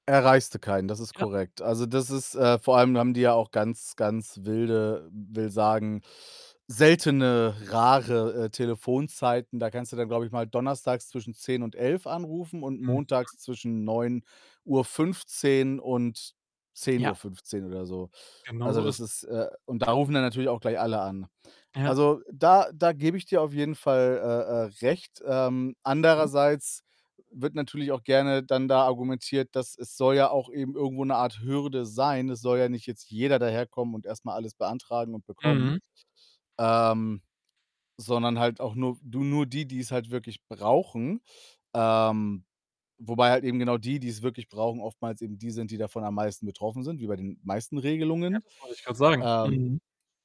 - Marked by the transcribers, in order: other background noise; distorted speech
- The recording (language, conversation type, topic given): German, unstructured, Findest du, dass die Regierung genug gegen soziale Probleme unternimmt?